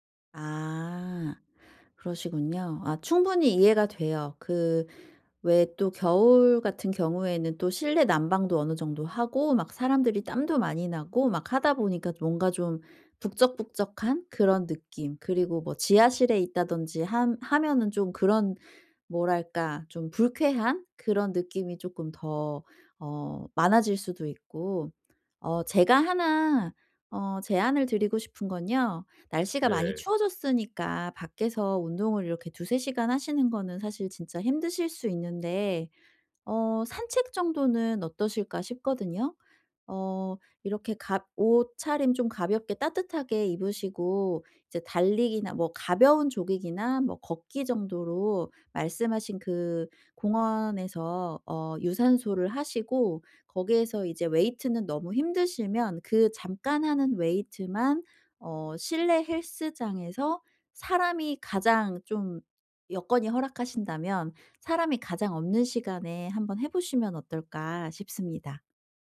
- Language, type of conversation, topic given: Korean, advice, 피로 신호를 어떻게 알아차리고 예방할 수 있나요?
- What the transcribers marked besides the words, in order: tapping